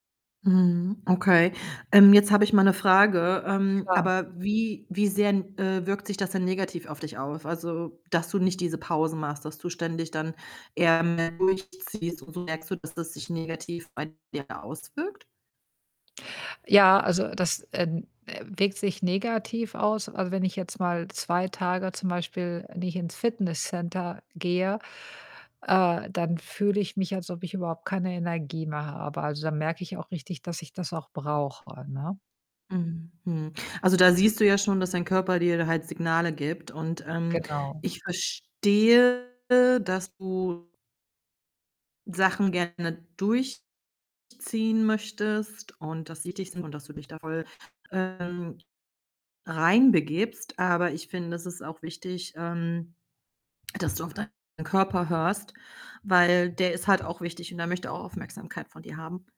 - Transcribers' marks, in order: distorted speech; other background noise
- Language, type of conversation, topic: German, advice, Welche Schwierigkeiten hast du dabei, deine Arbeitszeit und Pausen selbst zu regulieren?